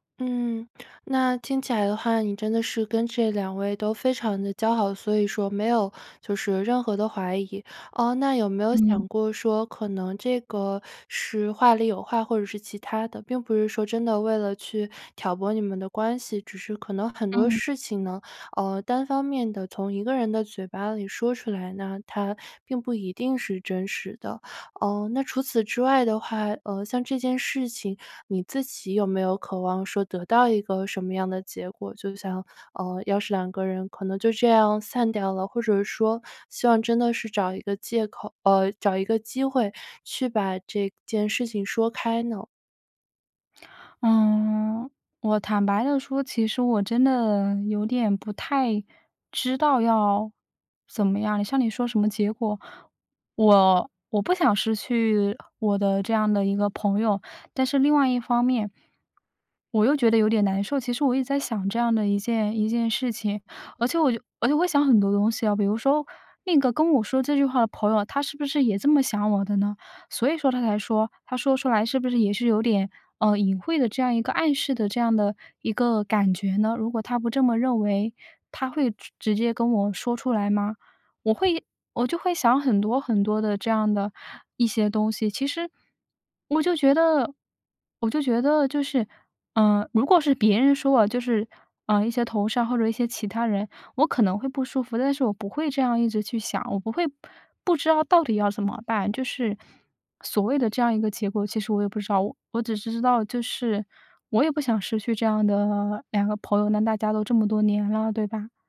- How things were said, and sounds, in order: sad: "嗯。我坦白地说，其实我真的有点不太知道要怎么样"; other background noise
- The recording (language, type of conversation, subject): Chinese, advice, 我发现好友在背后说我坏话时，该怎么应对？